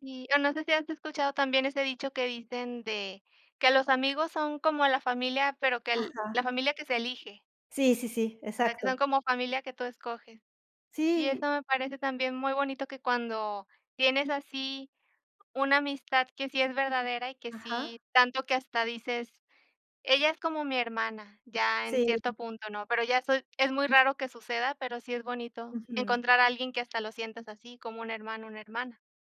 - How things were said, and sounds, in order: none
- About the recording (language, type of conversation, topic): Spanish, unstructured, ¿Cuáles son las cualidades que buscas en un buen amigo?